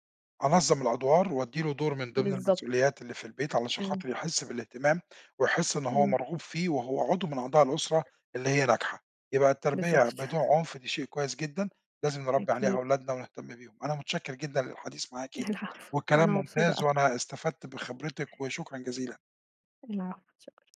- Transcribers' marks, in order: tapping; other background noise; chuckle
- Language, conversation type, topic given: Arabic, podcast, شو رأيك في تربية الولاد من غير عنف؟